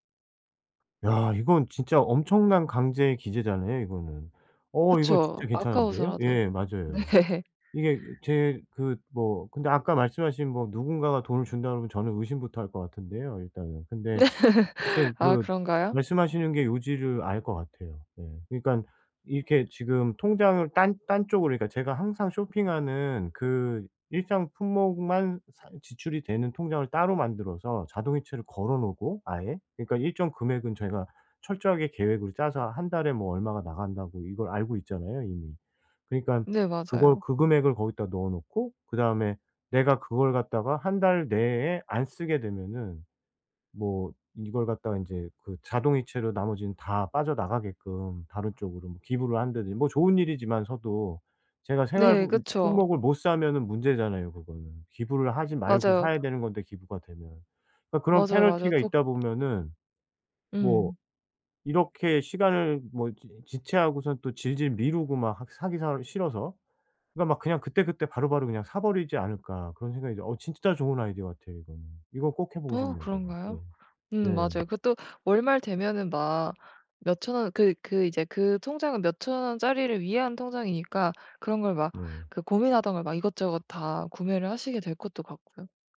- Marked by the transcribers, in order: tapping; laugh; laugh; other background noise
- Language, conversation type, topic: Korean, advice, 쇼핑할 때 무엇을 살지 결정하기가 어려울 때 어떻게 선택하면 좋을까요?